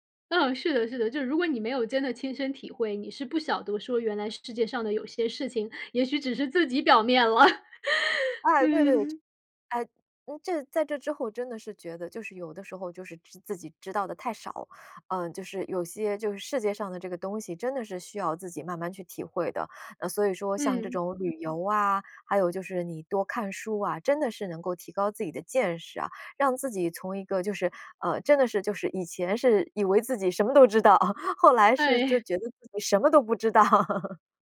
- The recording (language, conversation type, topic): Chinese, podcast, 你会如何形容站在山顶看日出时的感受？
- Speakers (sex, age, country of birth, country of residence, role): female, 40-44, China, United States, host; female, 45-49, China, United States, guest
- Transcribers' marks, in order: laughing while speaking: "表面了"; chuckle; other noise; chuckle; chuckle